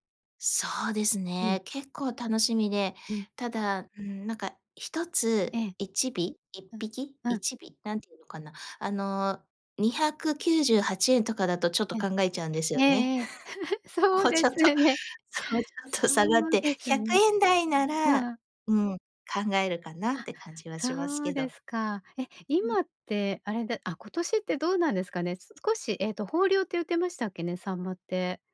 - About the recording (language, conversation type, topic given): Japanese, podcast, 味で季節を感じた経験はありますか？
- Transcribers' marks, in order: tapping; giggle; chuckle; laughing while speaking: "もうちょっと もうちょっと"; unintelligible speech